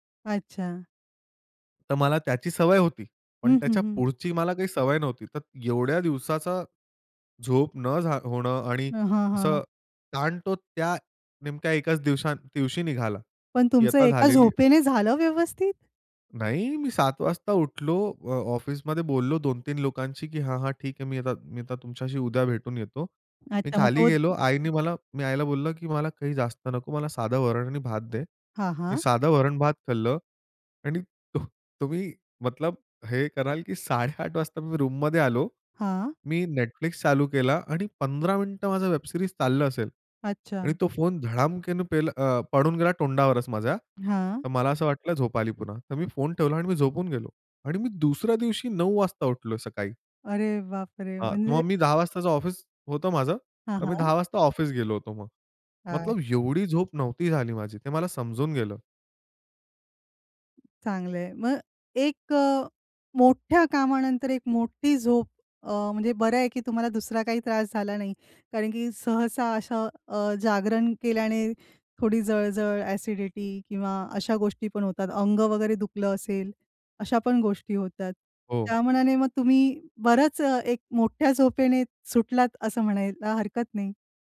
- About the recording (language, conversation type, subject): Marathi, podcast, शरीराला विश्रांतीची गरज आहे हे तुम्ही कसे ठरवता?
- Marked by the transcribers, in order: other noise; anticipating: "पण तुमचं एका झोपेने झालं व्यवस्थित?"; unintelligible speech; chuckle; laughing while speaking: "साडेआठ वाजता"; surprised: "अरे, बापरे!"